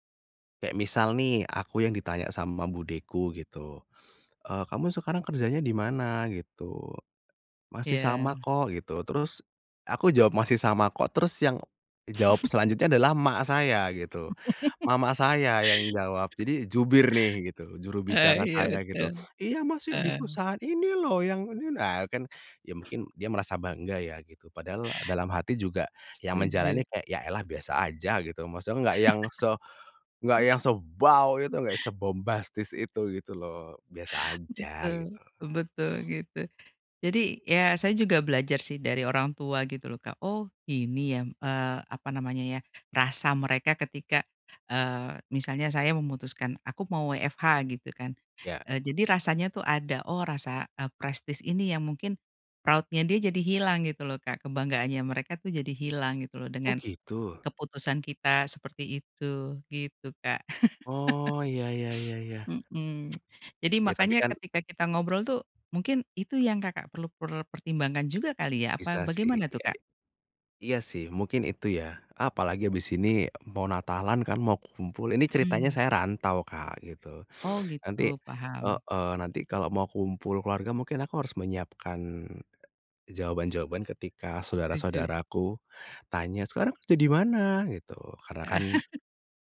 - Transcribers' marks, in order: tapping; other background noise; chuckle; chuckle; chuckle; put-on voice: "Iya masih di perusahaan ini loh yang ini"; laugh; stressed: "sebaw"; chuckle; in English: "proud-nya"; laugh; sniff; tsk; put-on voice: "Sekarang kerja di mana?"; laugh
- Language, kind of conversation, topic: Indonesian, podcast, Bagaimana cara menjelaskan kepada orang tua bahwa kamu perlu mengubah arah karier dan belajar ulang?